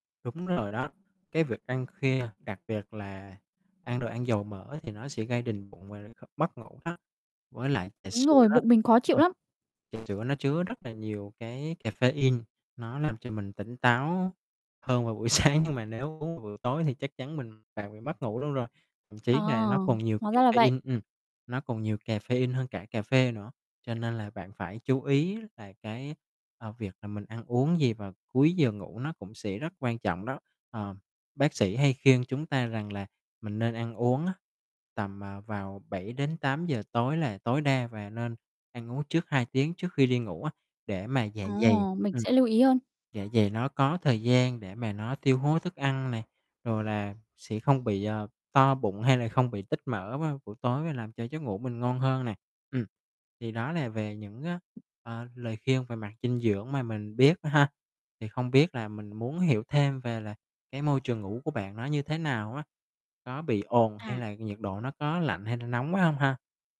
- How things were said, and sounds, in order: mechanical hum; tapping; distorted speech; laughing while speaking: "sáng"; other background noise
- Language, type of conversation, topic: Vietnamese, advice, Làm sao để xây dựng thói quen buổi tối giúp bạn ngủ ngon hơn?
- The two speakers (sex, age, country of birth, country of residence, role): female, 20-24, Vietnam, Vietnam, user; male, 25-29, Vietnam, Vietnam, advisor